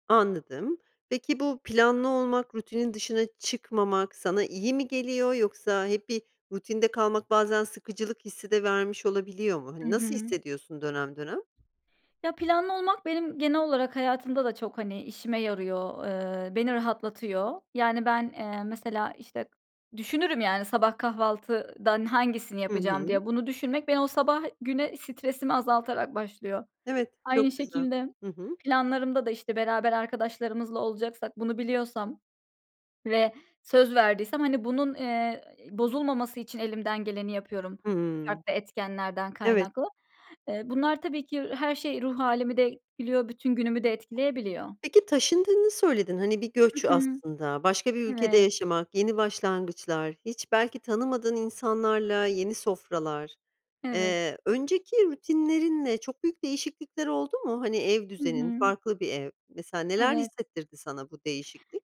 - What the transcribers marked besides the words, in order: other background noise; tapping
- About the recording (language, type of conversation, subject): Turkish, podcast, Sabah uyandığınızda ilk yaptığınız şeyler nelerdir?